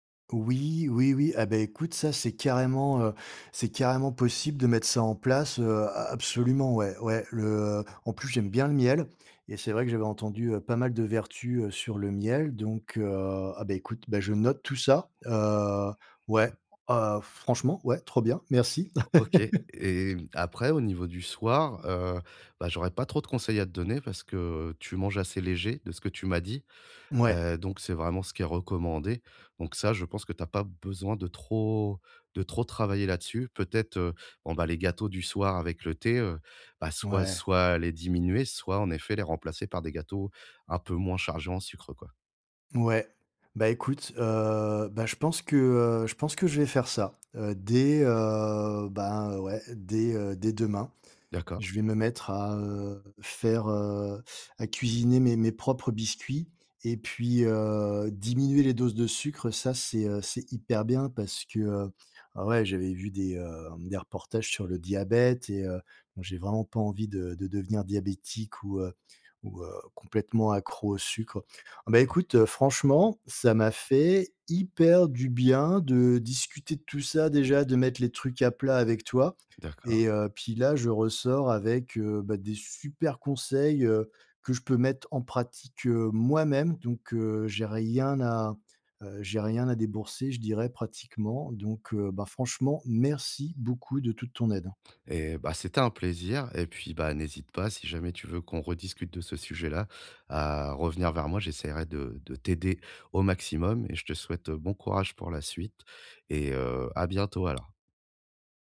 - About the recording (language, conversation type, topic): French, advice, Comment équilibrer mon alimentation pour avoir plus d’énergie chaque jour ?
- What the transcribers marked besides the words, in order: other background noise; laugh; drawn out: "heu"; drawn out: "heu"; unintelligible speech; stressed: "super"; stressed: "moi-même"